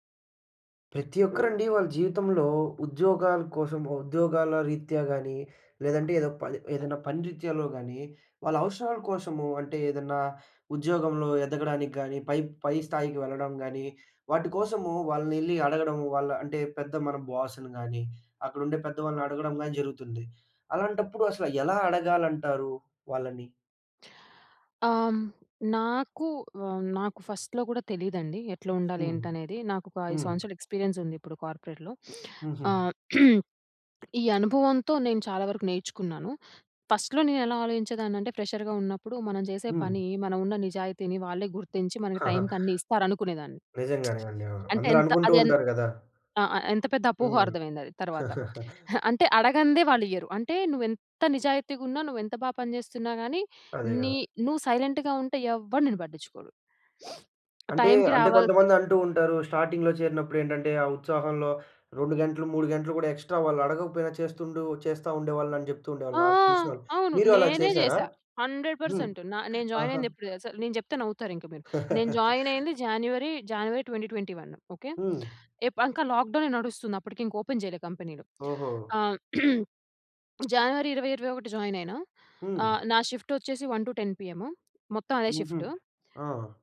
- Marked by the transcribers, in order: other background noise; in English: "బాస్‌ని"; in English: "ఫస్ట్‌లో"; in English: "ఎక్స్పీరియన్స్"; in English: "కార్పొరేట్‌లో"; throat clearing; other noise; in English: "ఫస్ట్‌లో"; in English: "ఫ్రెషర్‌గా"; chuckle; in English: "టైంకి"; laugh; stressed: "ఎంత"; in English: "సైలెంట్‌గా"; stressed: "ఎవ్వరు"; sniff; in English: "స్టార్టింగ్‌లో"; in English: "ఎక్స్ట్రా"; in English: "జాయిన్"; laugh; in English: "జాయిన్"; in English: "ట్వెంటీ ట్వెంటీ వన్"; in English: "ఓపెన్"; throat clearing; in English: "జాయిన్"; in English: "షిఫ్ట్"; in English: "వన్ టు టెన్ పీఎం"; in English: "షిఫ్ట్"
- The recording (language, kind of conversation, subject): Telugu, podcast, ఉద్యోగంలో మీ అవసరాలను మేనేజర్‌కు మర్యాదగా, స్పష్టంగా ఎలా తెలియజేస్తారు?